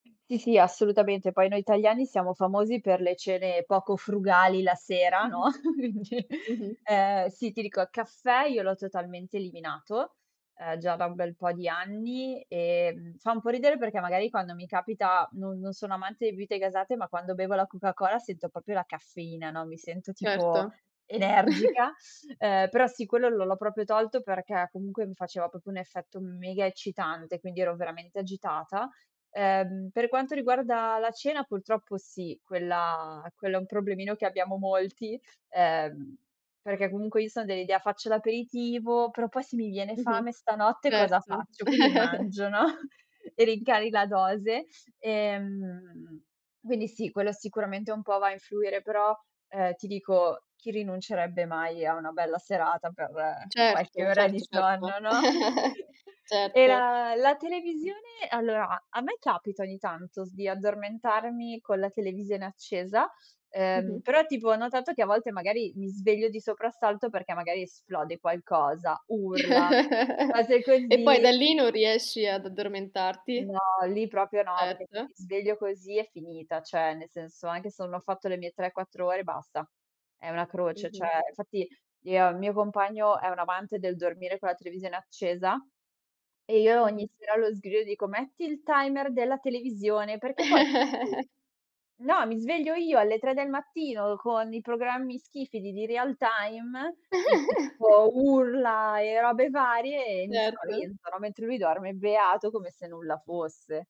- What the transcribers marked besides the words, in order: chuckle; unintelligible speech; tapping; chuckle; drawn out: "quella"; chuckle; laughing while speaking: "no"; drawn out: "Ehm"; chuckle; chuckle; chuckle; other noise; "cioè" said as "ce"; "cioè" said as "ce"; chuckle; giggle
- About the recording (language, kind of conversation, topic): Italian, podcast, Come gestisci le notti in cui non riesci a dormire?